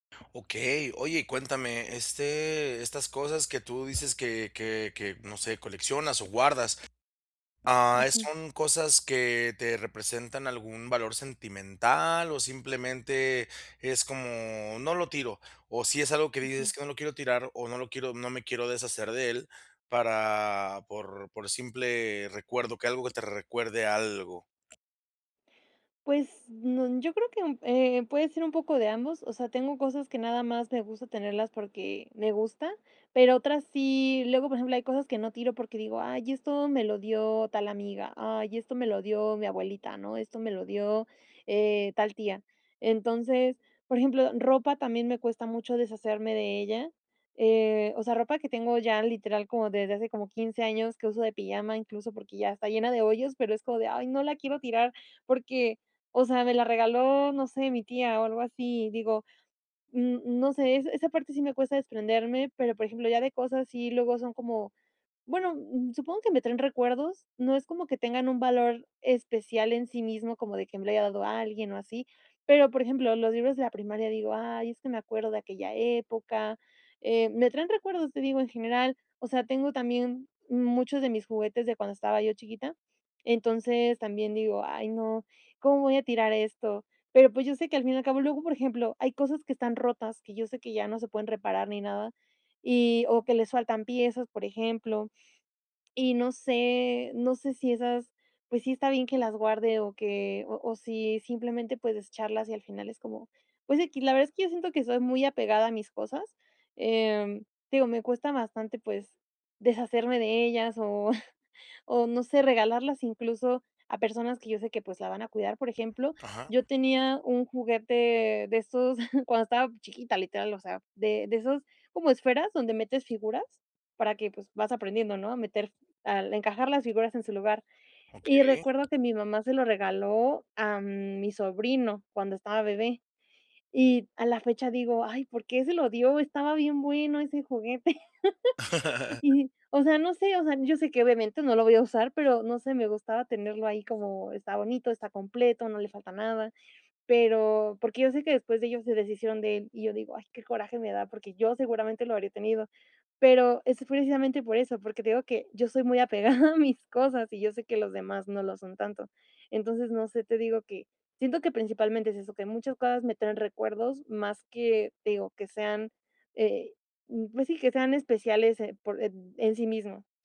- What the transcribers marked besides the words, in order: other background noise; tapping; laugh; laugh; laughing while speaking: "apegada a"
- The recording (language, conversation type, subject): Spanish, advice, ¿Cómo decido qué cosas conservar y cuáles desechar al empezar a ordenar mis pertenencias?